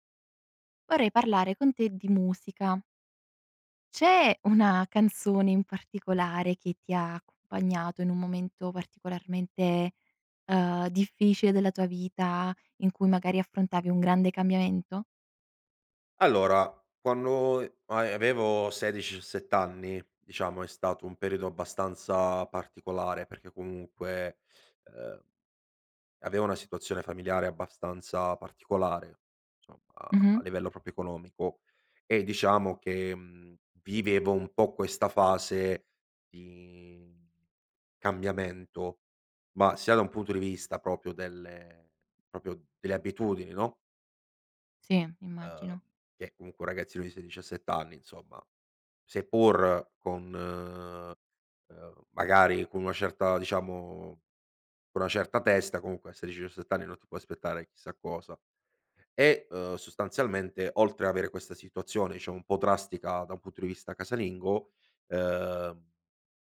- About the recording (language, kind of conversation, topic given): Italian, podcast, C’è una canzone che ti ha accompagnato in un grande cambiamento?
- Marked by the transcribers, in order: "proprio" said as "propio"; "proprio" said as "propio"; "proprio" said as "propio"